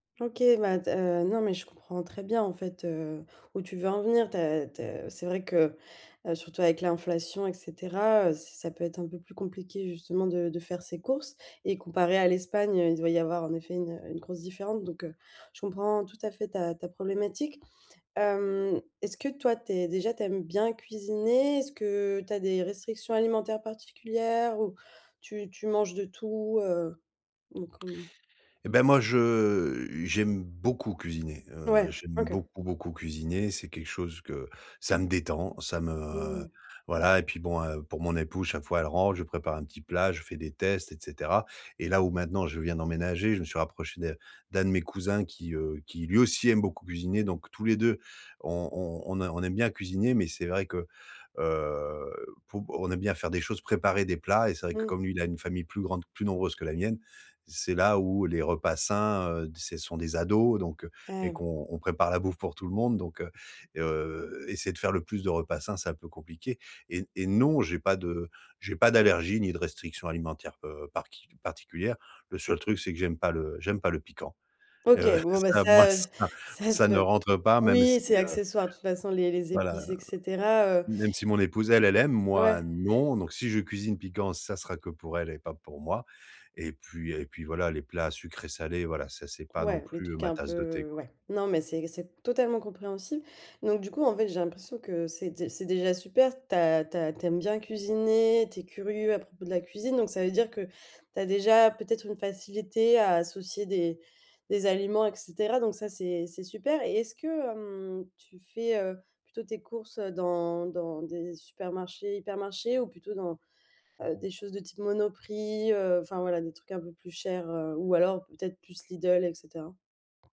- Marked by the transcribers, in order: drawn out: "Hem"; other background noise; drawn out: "je"; drawn out: "me"; drawn out: "heu"; stressed: "non"; laughing while speaking: "Heu, ça, moi, ça"; drawn out: "voilà"; chuckle; drawn out: "hem"
- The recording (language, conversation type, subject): French, advice, Comment préparer des repas sains avec un budget très limité ?